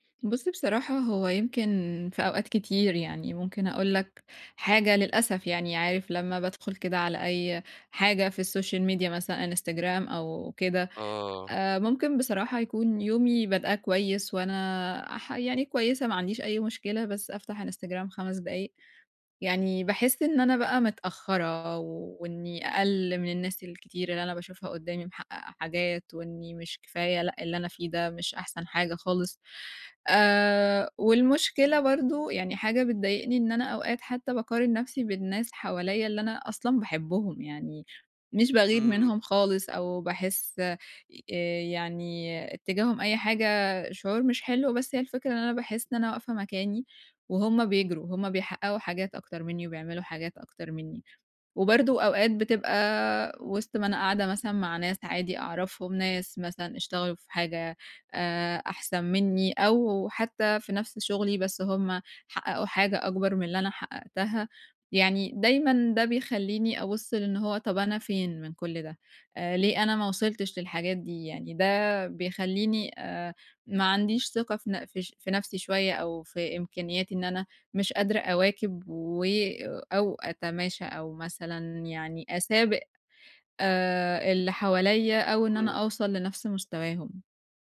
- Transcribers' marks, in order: in English: "الSocial media"; other background noise
- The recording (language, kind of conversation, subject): Arabic, advice, إزاي أبني ثقتي في نفسي من غير ما أقارن نفسي بالناس؟